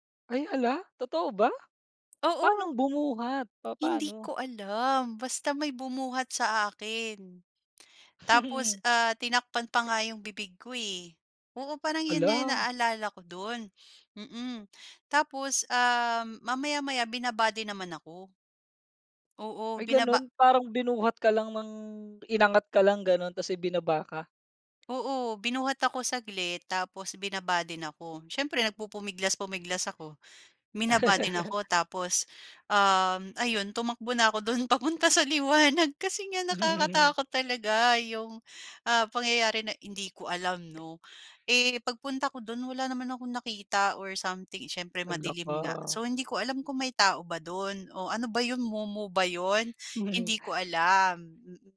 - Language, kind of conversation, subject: Filipino, podcast, Ano ang paborito mong laro noong bata ka?
- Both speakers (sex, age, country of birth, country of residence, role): female, 35-39, Philippines, Philippines, guest; male, 30-34, Philippines, Philippines, host
- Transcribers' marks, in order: other background noise; laughing while speaking: "papunta sa liwanag"